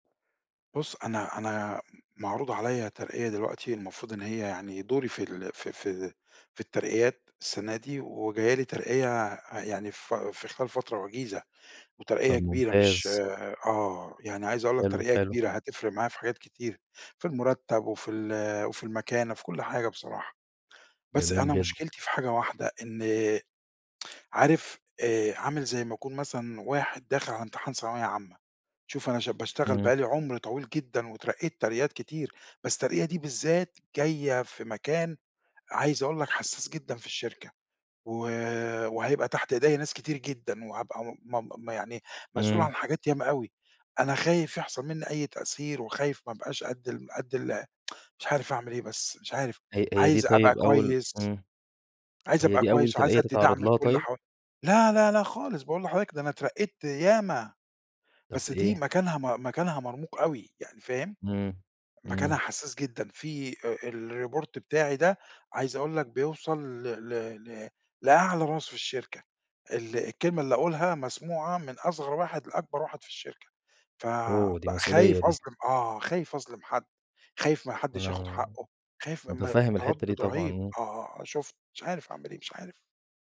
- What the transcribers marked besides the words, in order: tsk; in English: "الReport"; in English: "Oh"
- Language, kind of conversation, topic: Arabic, advice, إزاي أستعد للترقية وأتعامل مع مسؤولياتي الجديدة في الشغل؟